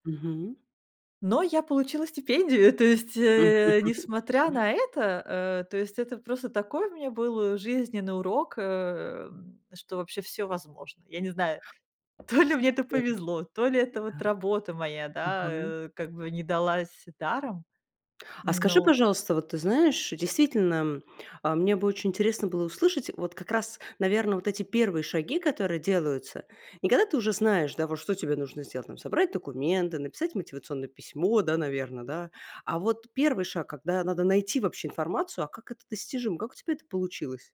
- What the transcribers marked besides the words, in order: laughing while speaking: "Мгм"; other background noise; tapping; laughing while speaking: "то ли"
- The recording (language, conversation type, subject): Russian, podcast, Как ты превращаешь идею в готовую работу?